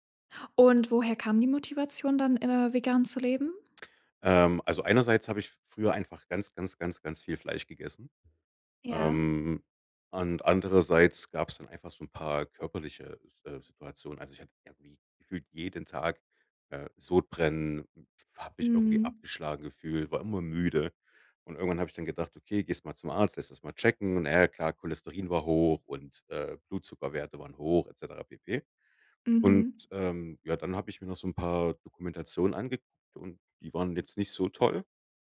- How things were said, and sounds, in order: none
- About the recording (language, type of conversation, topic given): German, podcast, Wie sieht deine Frühstücksroutine aus?